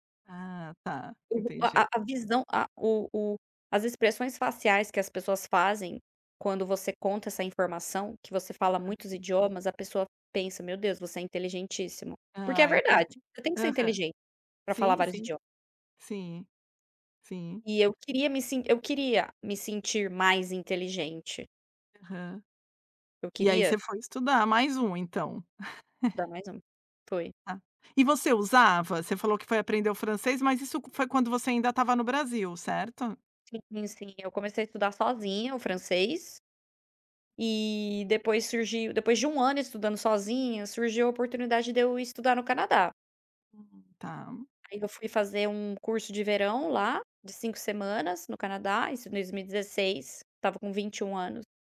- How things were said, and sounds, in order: other background noise; tapping; chuckle
- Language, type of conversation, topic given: Portuguese, podcast, Como você decide qual língua usar com cada pessoa?